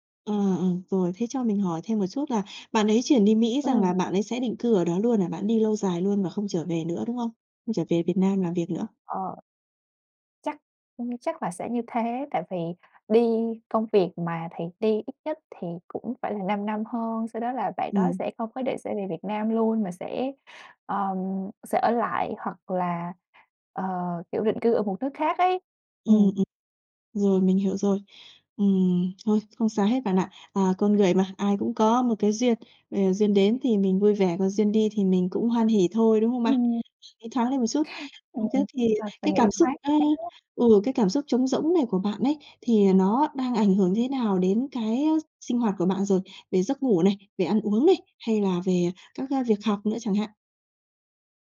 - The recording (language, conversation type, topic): Vietnamese, advice, Tôi cảm thấy trống rỗng và khó chấp nhận nỗi buồn kéo dài; tôi nên làm gì?
- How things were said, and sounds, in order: tapping; unintelligible speech